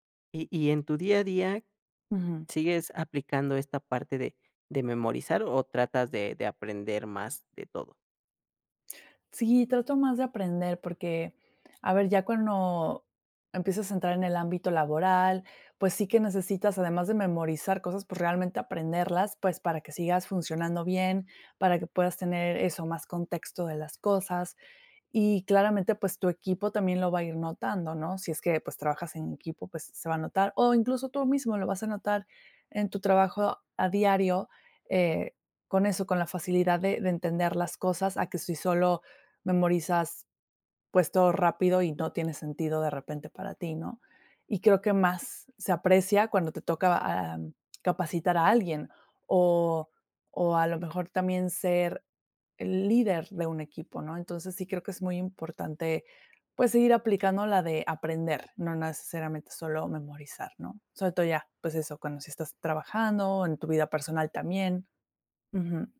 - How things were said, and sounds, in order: other noise; tapping; other background noise
- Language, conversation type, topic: Spanish, podcast, ¿Cómo sabes si realmente aprendiste o solo memorizaste?